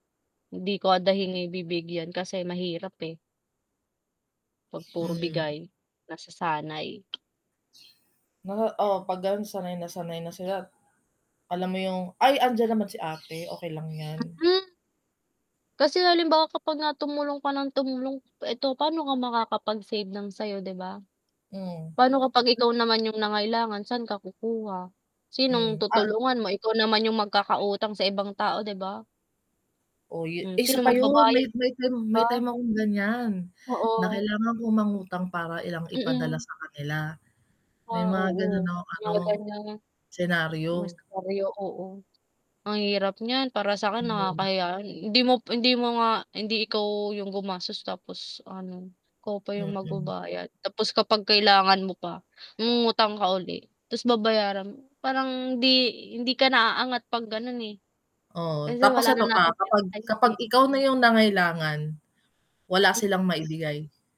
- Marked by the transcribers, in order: unintelligible speech; static; other animal sound; tapping; distorted speech; other background noise; unintelligible speech; unintelligible speech; unintelligible speech
- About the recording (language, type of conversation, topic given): Filipino, unstructured, Paano ka magpapasya sa pagitan ng pagtulong sa pamilya at pagtupad sa sarili mong pangarap?